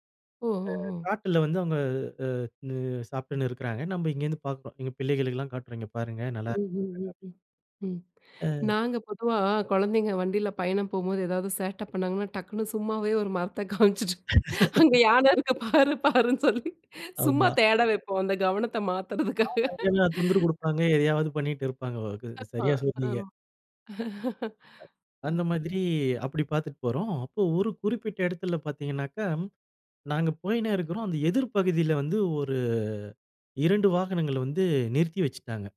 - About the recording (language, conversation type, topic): Tamil, podcast, பசுமைச் சூழலில் வனவிலங்குகளை சந்தித்த உங்கள் பயண அனுபவத்தைப் பகிர முடியுமா?
- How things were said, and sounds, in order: laughing while speaking: "சும்மாவே ஒரு மரத்த காமிச்சிட்டு, அங்க … அந்த கவனத்த மாத்தறதுக்காக!"; laugh; laugh